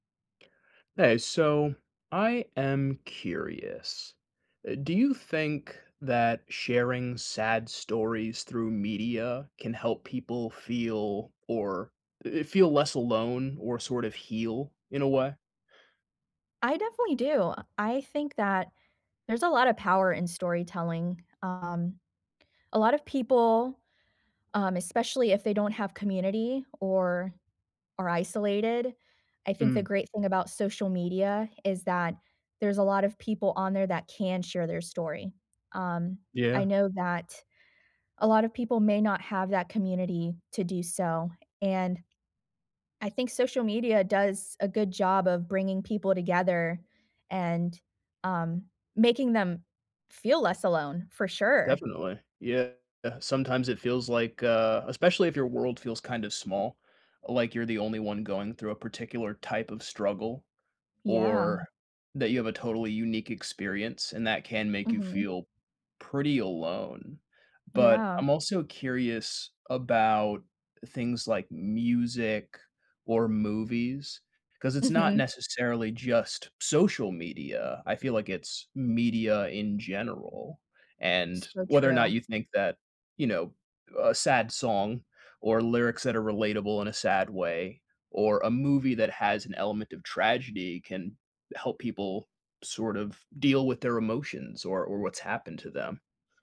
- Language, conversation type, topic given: English, unstructured, Should I share my sad story in media to feel less alone?
- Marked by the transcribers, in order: other background noise